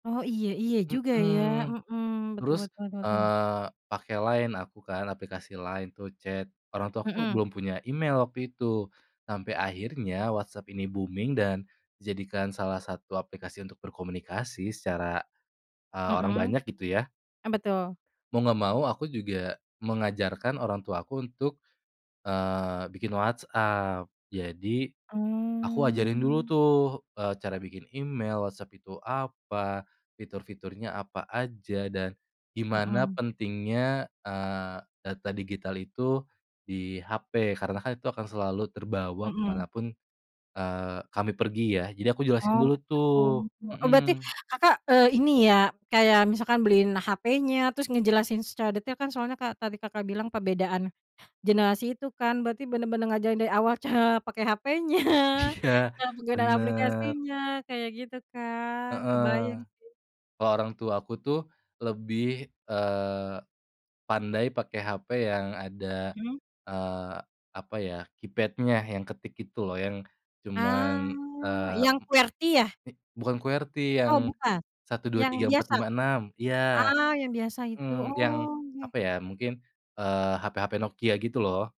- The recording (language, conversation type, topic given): Indonesian, podcast, Bagaimana cara membicarakan batasan dengan orang tua yang berpikiran tradisional?
- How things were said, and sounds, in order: in English: "chat"; in English: "booming"; drawn out: "Mmm"; tapping; laughing while speaking: "cara"; laughing while speaking: "Iya"; laughing while speaking: "HP-nya"; in English: "keypad-nya"; drawn out: "Ah"; other background noise; "oke" said as "oge"